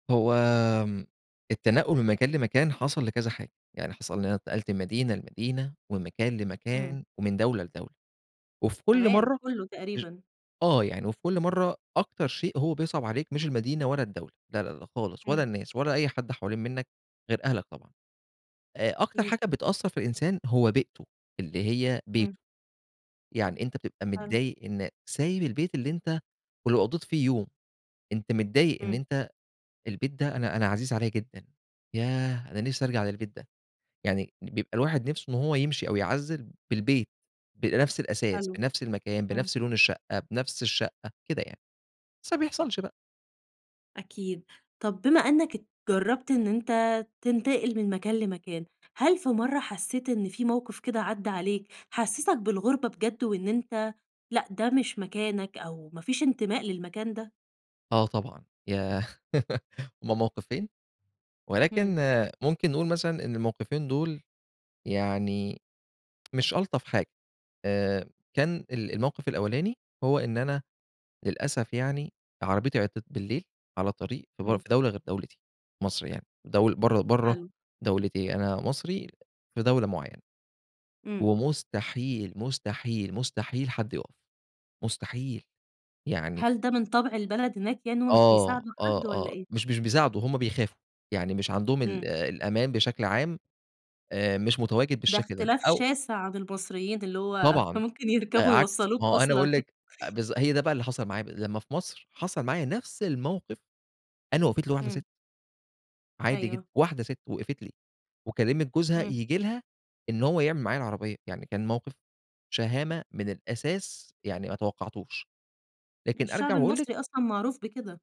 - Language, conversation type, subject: Arabic, podcast, إيه التحديات اللي بتواجه العيلة لما تنتقل تعيش في بلد جديد؟
- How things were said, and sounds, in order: laugh; tapping; laughing while speaking: "ممكن يركبوا يوصلوك أصلًا"